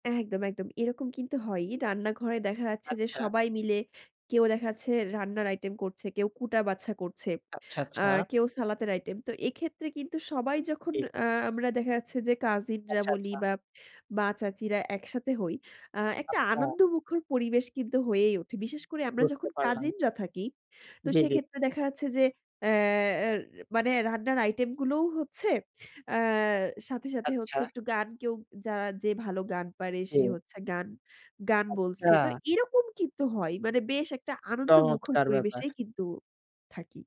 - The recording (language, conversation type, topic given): Bengali, podcast, একসঙ্গে রান্না করে কোনো অনুষ্ঠানে কীভাবে আনন্দময় পরিবেশ তৈরি করবেন?
- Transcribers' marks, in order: "সালাদের" said as "সালাতের"; tapping; other background noise; "আচ্ছা" said as "আচ্চা"